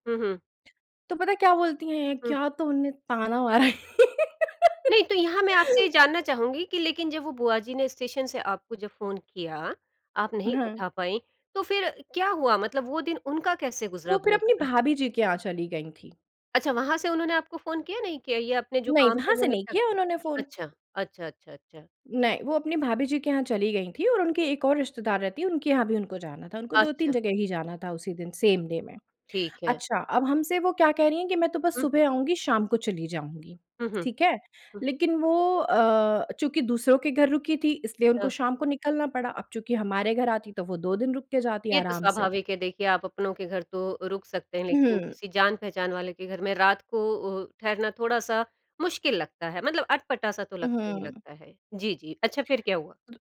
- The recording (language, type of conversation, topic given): Hindi, podcast, रिश्तों से आपने क्या सबसे बड़ी बात सीखी?
- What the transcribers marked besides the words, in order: laugh; in English: "सेम डे"